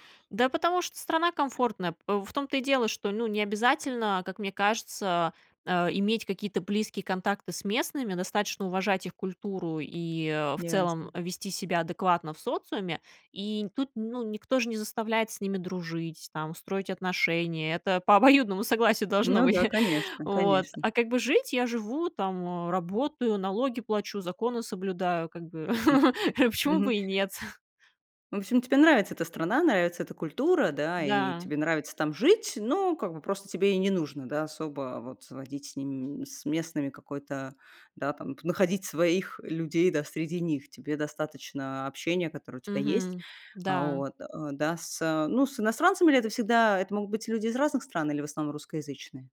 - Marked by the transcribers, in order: other background noise; laughing while speaking: "по обоюдному согласию должно быть"; chuckle
- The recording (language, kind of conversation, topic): Russian, podcast, Как вы обычно находите людей, которые вам по душе?